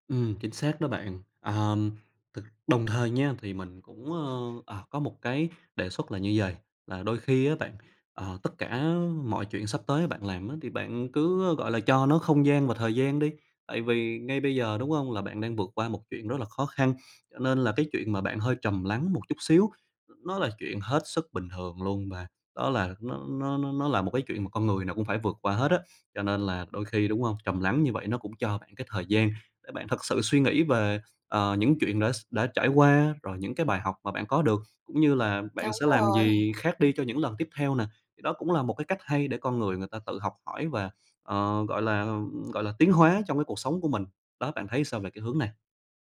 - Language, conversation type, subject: Vietnamese, advice, Làm sao để mình vượt qua cú chia tay đột ngột và xử lý cảm xúc của mình?
- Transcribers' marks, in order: sniff; tapping